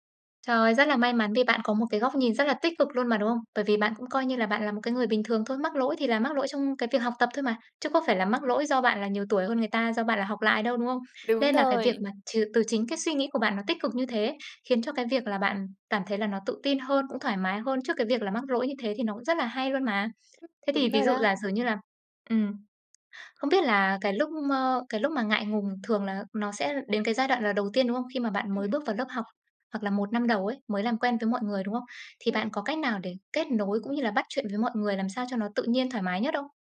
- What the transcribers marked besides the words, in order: other background noise; tapping
- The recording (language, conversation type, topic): Vietnamese, podcast, Bạn có cách nào để bớt ngại hoặc xấu hổ khi phải học lại trước mặt người khác?